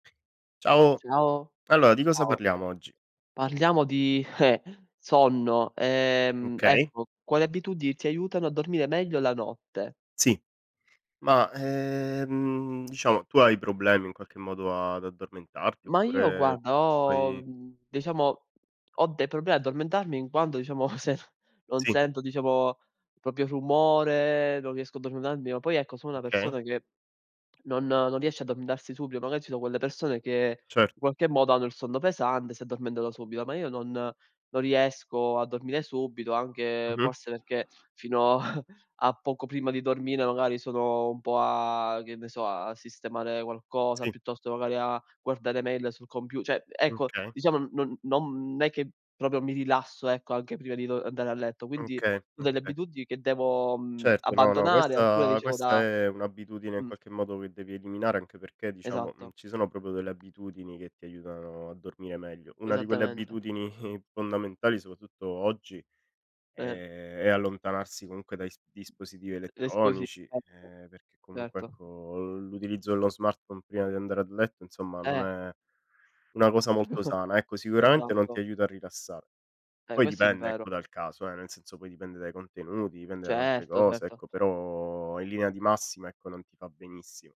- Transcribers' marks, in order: other background noise; "ciao" said as "ao"; tapping; "abitudini" said as "abitudi"; drawn out: "ehm"; "problemi" said as "proble"; laughing while speaking: "se"; "proprio" said as "propio"; "addormentarmi" said as "addormendarmi"; "Okay" said as "ukay"; "addormentarsi" said as "addomdarsi"; laughing while speaking: "a"; drawn out: "a"; "cioè" said as "ceh"; "okay" said as "kay"; "proprio" said as "propo"; "Okay" said as "oka"; "okay" said as "oka"; "proprio" said as "propo"; laughing while speaking: "abitudini"; "soprattutto" said as "sopatutto"; drawn out: "è"; unintelligible speech; "certo" said as "terto"; "insomma" said as "nsomma"; unintelligible speech; drawn out: "però"; "benissimo" said as "benissio"
- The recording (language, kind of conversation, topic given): Italian, unstructured, Quali abitudini ti aiutano a dormire meglio la notte?